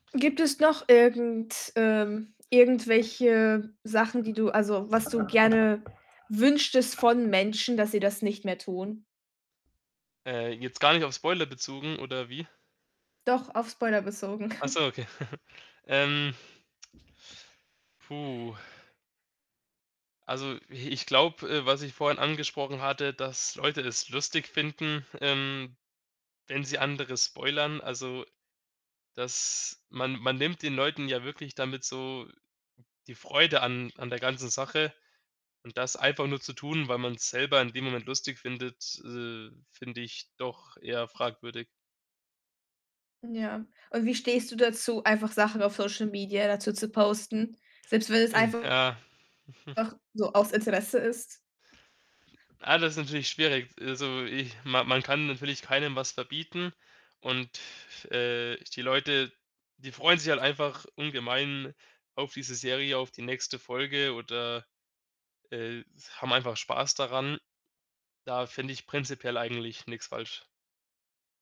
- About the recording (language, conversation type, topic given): German, podcast, Wie gehst du persönlich mit Spoilern um?
- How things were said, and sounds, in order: other background noise; static; chuckle; tapping; chuckle; tsk; distorted speech; other noise; chuckle